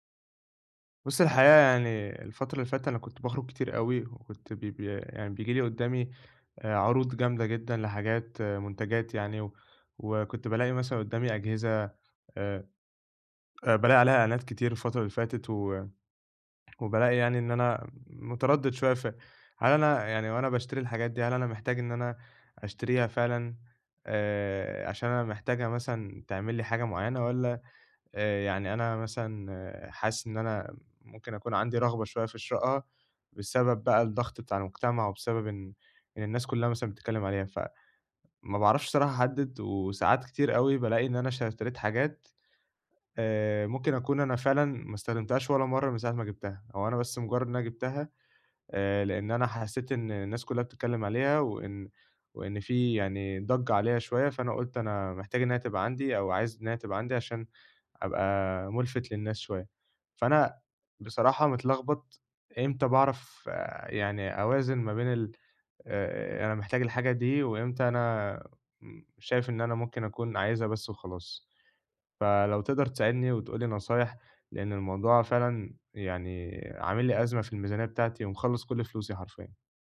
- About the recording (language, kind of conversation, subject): Arabic, advice, إزاي أفرّق بين اللي محتاجه واللي نفسي فيه قبل ما أشتري؟
- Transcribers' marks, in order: other noise